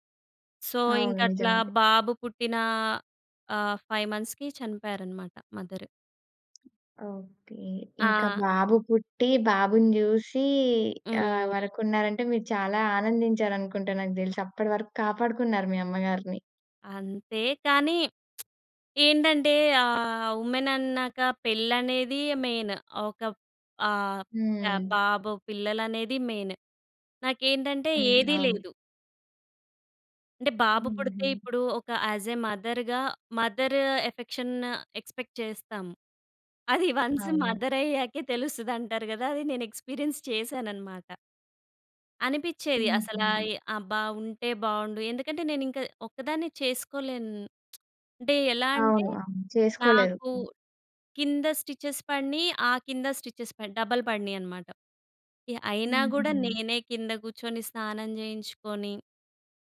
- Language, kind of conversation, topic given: Telugu, podcast, మీ జీవితంలో ఎదురైన ఒక ముఖ్యమైన విఫలత గురించి చెబుతారా?
- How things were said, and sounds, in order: in English: "సో"; in English: "ఫైవ్ మంత్స్‌కి"; tapping; lip smack; in English: "ఉమెన్"; in English: "మెయిన్"; in English: "మెయిన్"; in English: "యాజే మదర్‌గా, మదర్ ఎఫెక్షన్ ఎక్సపెక్ట్"; chuckle; in English: "వన్స్ మదర్"; in English: "ఎక్స్పీరియన్స్"; lip smack; in English: "స్టిచెస్"; in English: "స్టిచెస్"; in English: "డబల్"